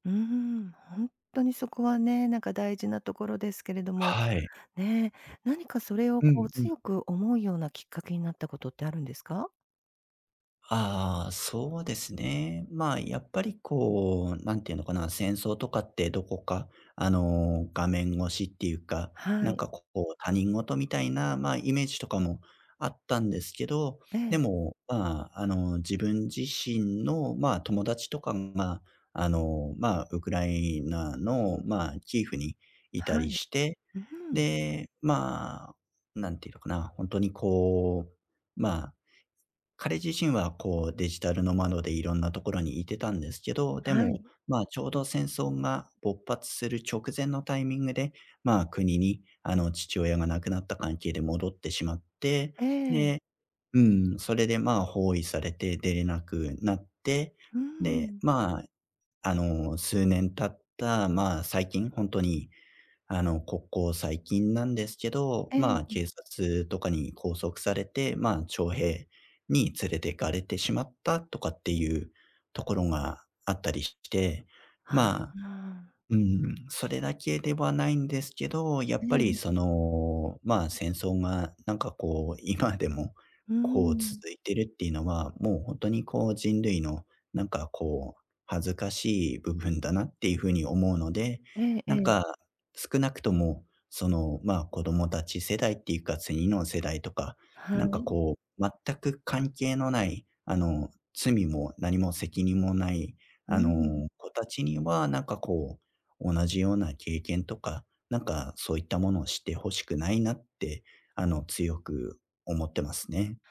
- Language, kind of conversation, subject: Japanese, advice, 社会貢献や意味のある活動を始めるには、何から取り組めばよいですか？
- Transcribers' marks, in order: other background noise; laughing while speaking: "今でも"; laughing while speaking: "部分だな"